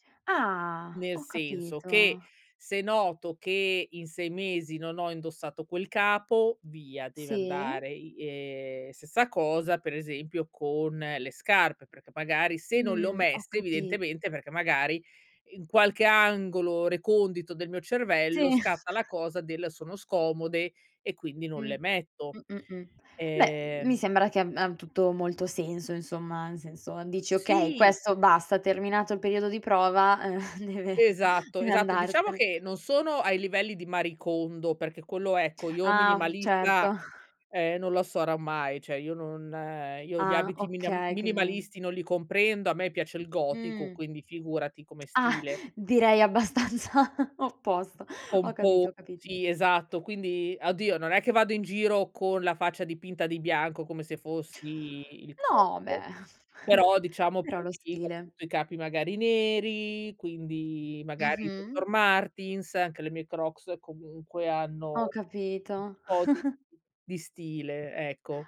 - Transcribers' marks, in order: other background noise; chuckle; tapping; laughing while speaking: "abbastanza"; chuckle; chuckle
- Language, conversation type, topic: Italian, podcast, Come fai a liberarti del superfluo?